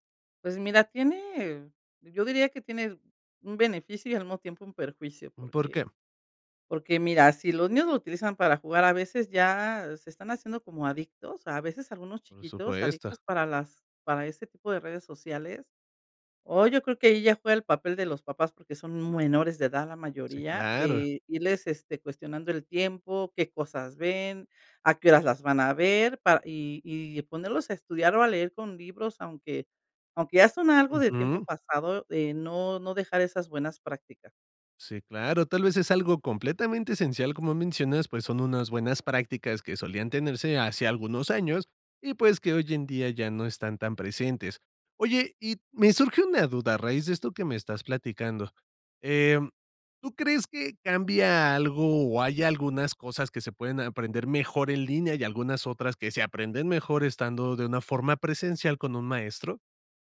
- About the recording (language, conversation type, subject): Spanish, podcast, ¿Qué opinas de aprender por internet hoy en día?
- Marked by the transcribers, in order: other background noise